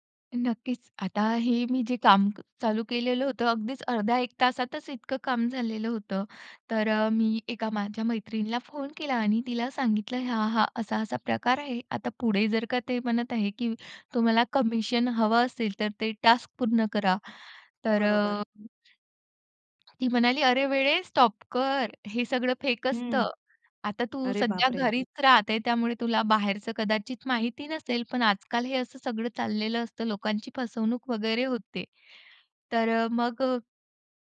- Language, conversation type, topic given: Marathi, podcast, फसवणुकीचा प्रसंग तुमच्या बाबतीत घडला तेव्हा नेमकं काय झालं?
- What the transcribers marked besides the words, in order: tapping; in English: "टास्क"; other background noise; surprised: "अरे बापरे!"